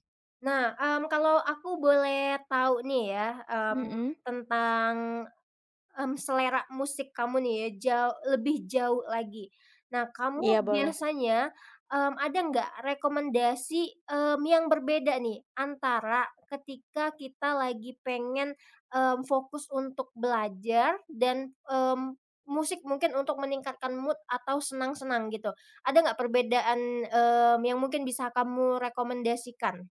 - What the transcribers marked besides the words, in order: background speech; in English: "mood"
- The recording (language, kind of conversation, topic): Indonesian, podcast, Bagaimana musik memengaruhi suasana hati atau produktivitasmu sehari-hari?